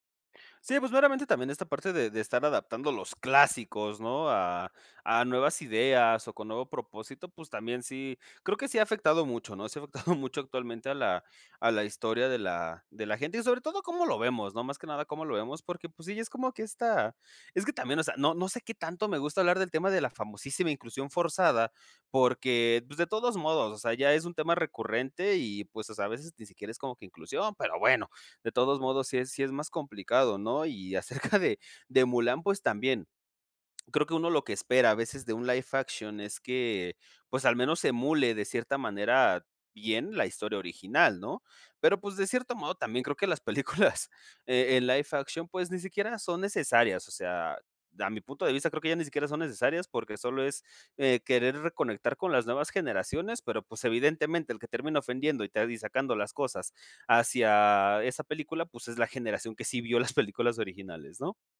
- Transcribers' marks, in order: laughing while speaking: "afectado"; laughing while speaking: "acerca de"; other background noise; laughing while speaking: "películas"; tapping
- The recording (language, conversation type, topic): Spanish, podcast, ¿Qué opinas de la representación de género en las películas?